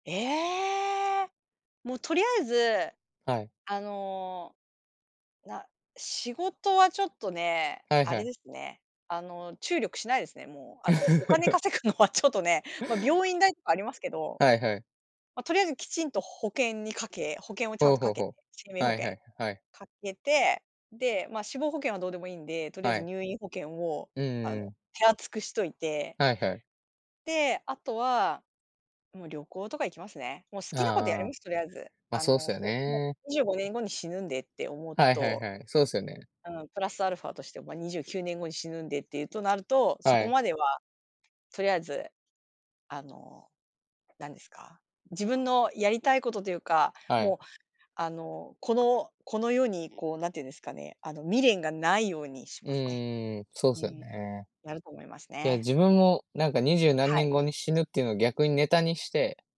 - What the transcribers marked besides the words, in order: laugh
- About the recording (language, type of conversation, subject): Japanese, unstructured, 将来の自分に会えたら、何を聞きたいですか？